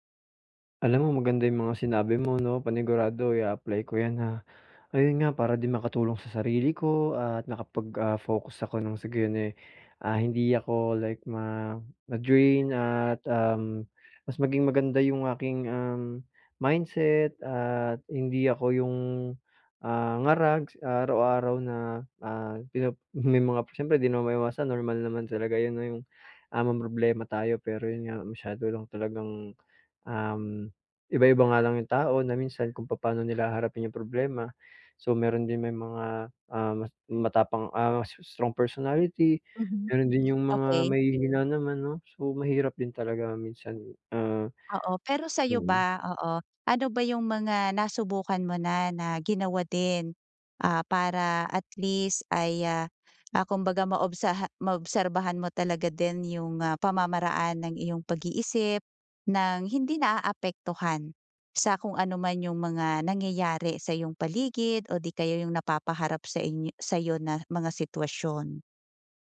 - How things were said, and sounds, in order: other background noise; tapping; in English: "strong personality"
- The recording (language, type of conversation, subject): Filipino, advice, Paano ko mapagmamasdan ang aking isip nang hindi ako naaapektuhan?
- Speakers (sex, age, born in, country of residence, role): female, 40-44, Philippines, Philippines, advisor; male, 25-29, Philippines, Philippines, user